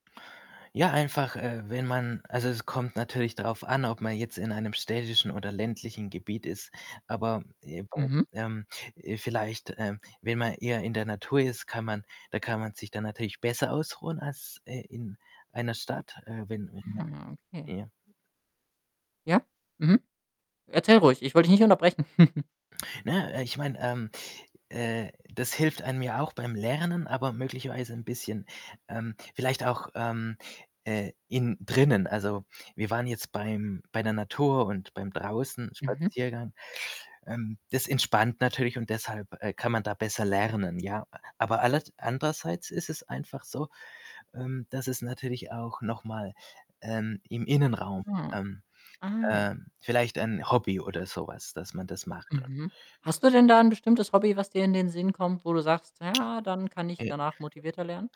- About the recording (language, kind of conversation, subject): German, podcast, Wie bleibst du motiviert, wenn das Lernen schwierig wird?
- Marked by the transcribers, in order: static; unintelligible speech; chuckle